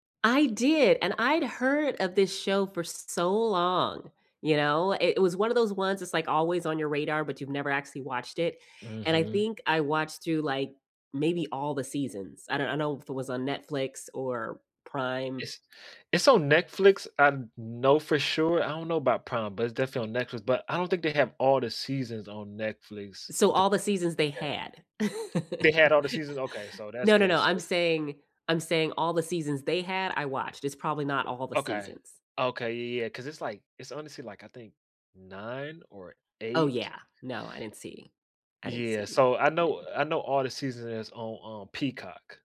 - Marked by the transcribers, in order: other background noise; laugh
- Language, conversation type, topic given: English, unstructured, How do you recharge after a busy social week?
- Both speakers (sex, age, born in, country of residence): female, 45-49, United States, United States; male, 30-34, United States, United States